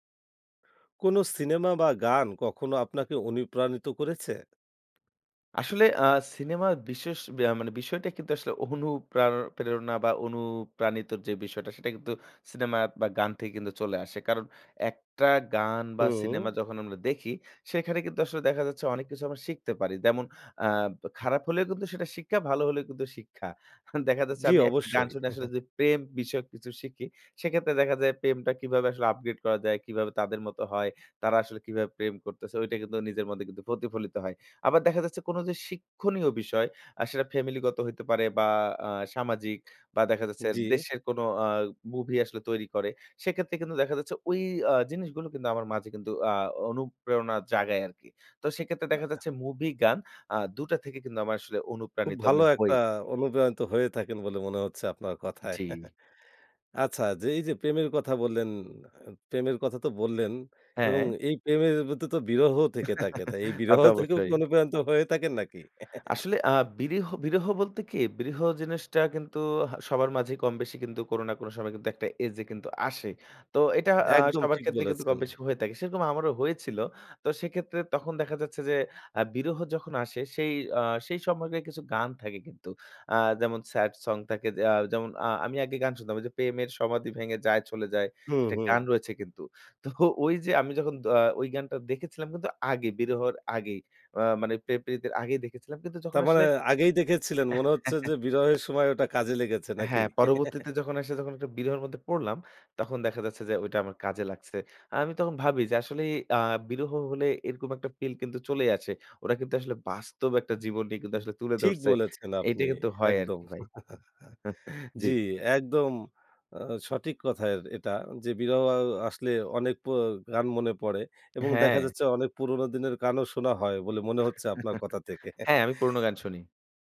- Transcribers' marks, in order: "অনুপ্রানিত" said as "অনিপ্রানিত"; scoff; scoff; chuckle; laugh; laughing while speaking: "তাই এই বিরহ থেকে অনুপ্রানিত হয়ে থাকেন নাকি?"; laugh; "বিরহ" said as "বিরিহ"; scoff; chuckle; giggle; tapping; chuckle; chuckle
- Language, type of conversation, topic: Bengali, podcast, কোনো সিনেমা বা গান কি কখনো আপনাকে অনুপ্রাণিত করেছে?